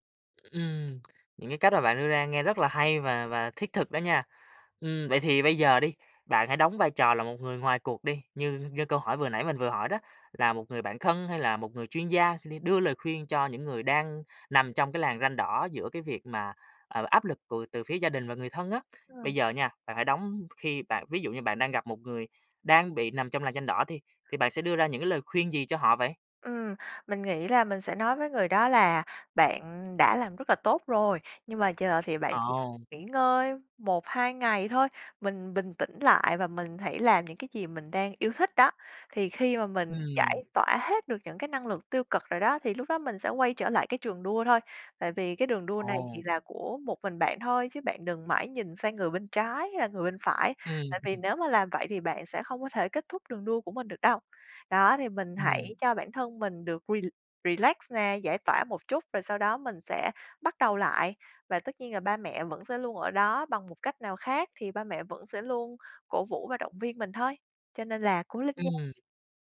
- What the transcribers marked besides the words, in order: other background noise; laugh; tapping; in English: "re relax"
- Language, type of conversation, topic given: Vietnamese, podcast, Gia đình ảnh hưởng đến những quyết định quan trọng trong cuộc đời bạn như thế nào?